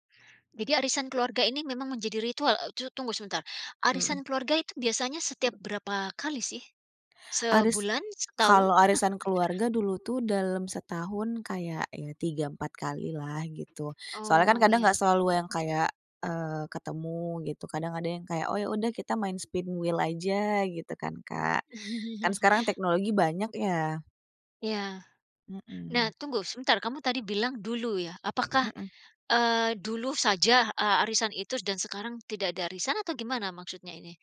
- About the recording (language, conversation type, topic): Indonesian, podcast, Ritual keluarga apa yang terus kamu jaga hingga kini dan makin terasa berarti, dan kenapa begitu?
- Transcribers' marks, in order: other background noise; chuckle; in English: "spin wheel"; chuckle